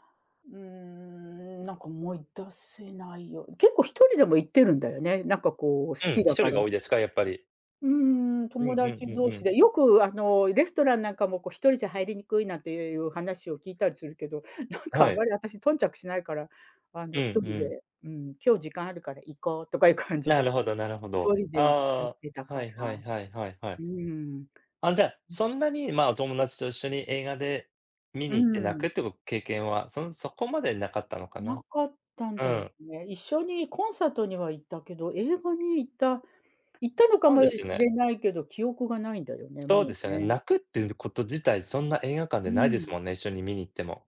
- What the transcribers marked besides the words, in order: unintelligible speech; tapping
- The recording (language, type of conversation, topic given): Japanese, unstructured, 映画を観て泣いたことはありますか？それはどんな場面でしたか？